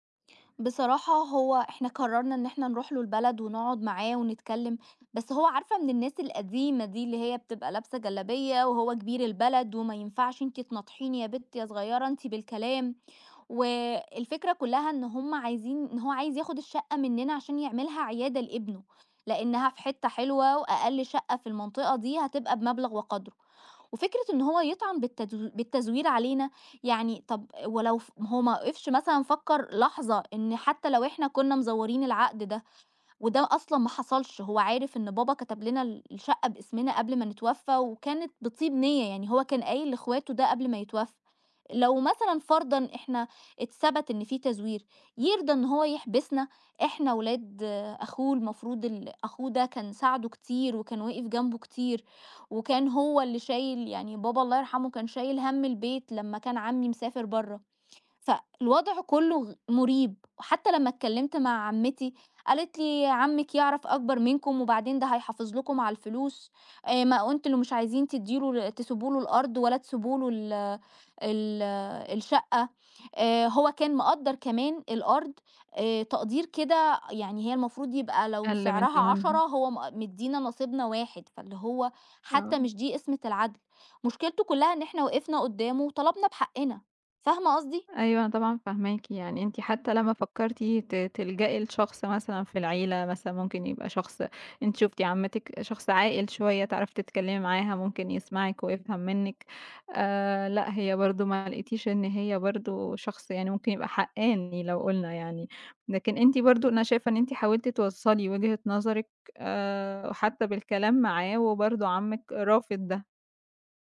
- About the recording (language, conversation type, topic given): Arabic, advice, لما يحصل خلاف بينك وبين إخواتك على تقسيم الميراث أو ممتلكات العيلة، إزاي تقدروا توصلوا لحل عادل؟
- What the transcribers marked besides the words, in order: none